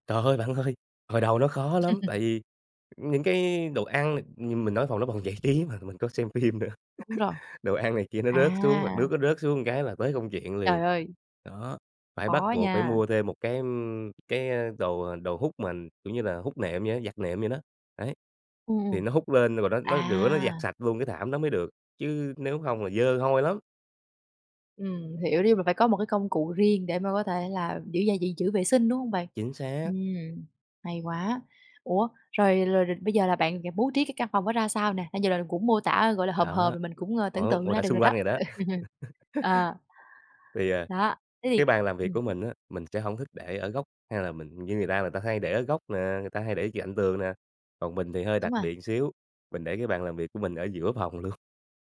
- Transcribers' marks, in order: laugh; tapping; laughing while speaking: "nữa"; laugh; other background noise; laugh; laughing while speaking: "Ừ"; "cạnh" said as "dạnh"
- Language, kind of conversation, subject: Vietnamese, podcast, Bạn mô tả góc riêng yêu thích trong nhà mình như thế nào?